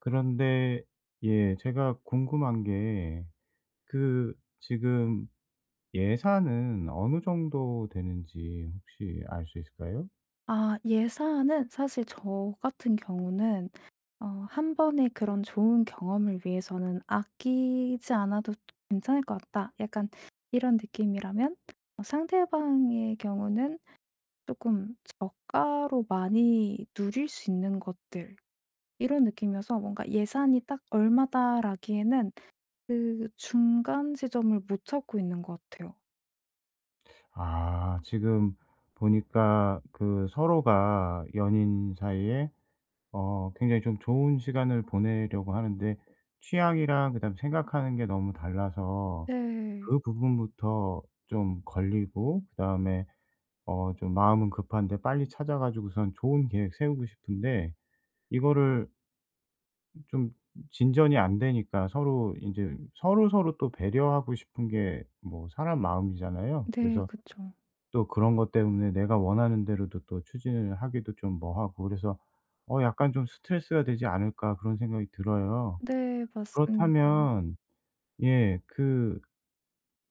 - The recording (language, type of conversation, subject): Korean, advice, 짧은 휴가로도 충분히 만족하려면 어떻게 계획하고 우선순위를 정해야 하나요?
- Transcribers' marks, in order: other background noise